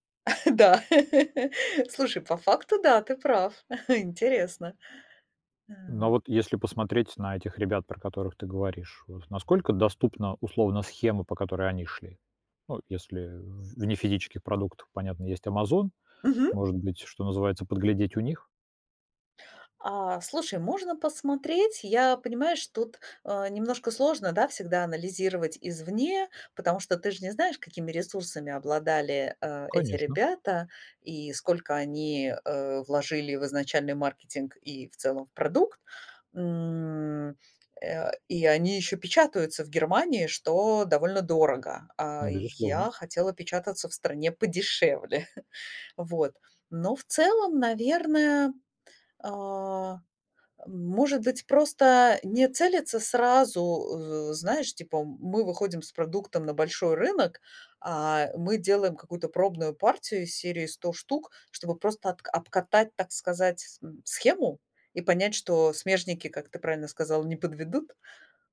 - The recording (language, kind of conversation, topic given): Russian, advice, Как справиться с постоянным страхом провала при запуске своего первого продукта?
- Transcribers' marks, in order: laughing while speaking: "Да"; laugh; chuckle; tapping; stressed: "подешевле"; chuckle